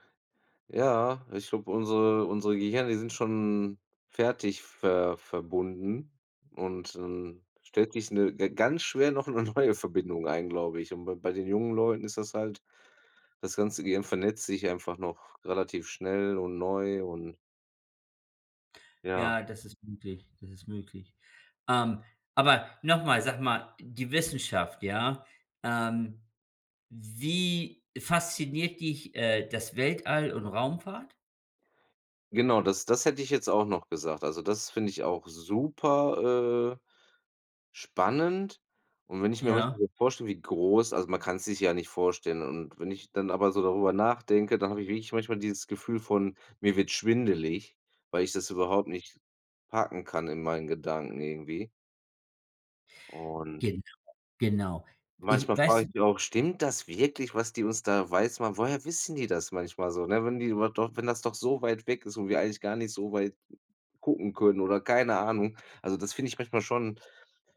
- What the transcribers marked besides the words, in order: other background noise; laughing while speaking: "'ne neue"; stressed: "super"
- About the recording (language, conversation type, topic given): German, unstructured, Welche wissenschaftliche Entdeckung findest du am faszinierendsten?